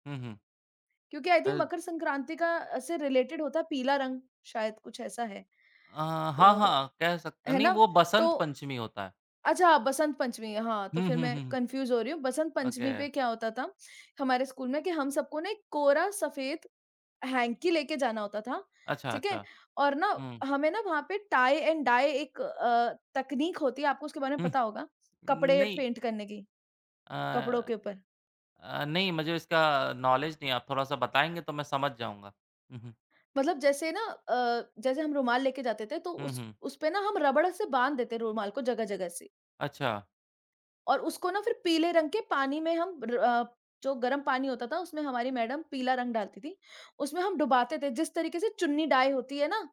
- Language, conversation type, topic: Hindi, unstructured, आपके लिए सबसे खास धार्मिक या सांस्कृतिक त्योहार कौन-सा है?
- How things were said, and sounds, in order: in English: "आई थिंक"; in English: "रिलेटेड"; in English: "कन्फ्यूज़"; in English: "ओके"; in English: "टाइ एंड डाई"; in English: "पेंट"; in English: "नॉलेज"; in English: "डाई"